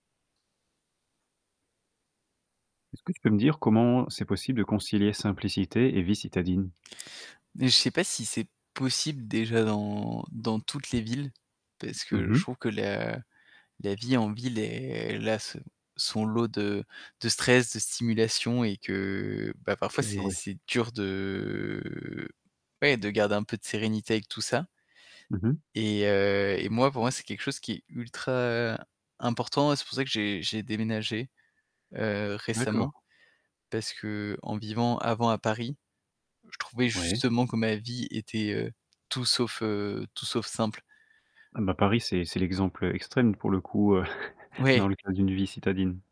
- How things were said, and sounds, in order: static; distorted speech; tapping; unintelligible speech; drawn out: "de"; other background noise
- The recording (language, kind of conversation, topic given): French, podcast, Comment concilier une vie simple avec la vie en ville, à ton avis ?